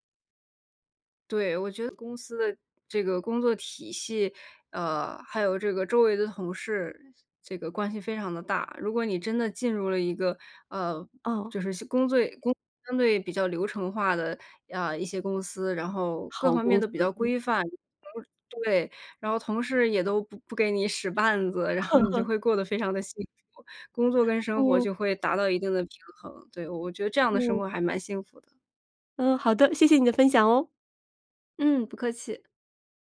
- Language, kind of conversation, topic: Chinese, podcast, 你怎么看待工作与生活的平衡？
- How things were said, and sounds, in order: laughing while speaking: "然后"; laugh; other background noise